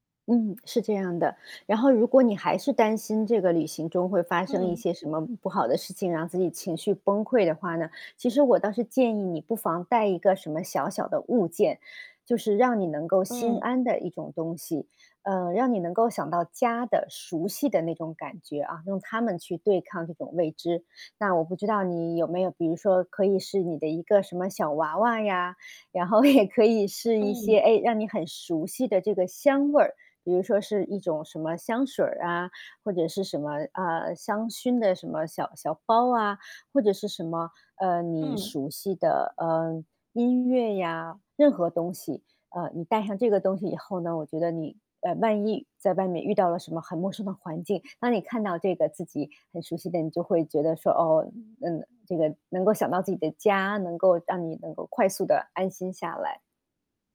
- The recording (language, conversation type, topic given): Chinese, advice, 出门旅行时，我该如何应对并缓解旅行焦虑？
- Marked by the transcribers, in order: static; laughing while speaking: "也"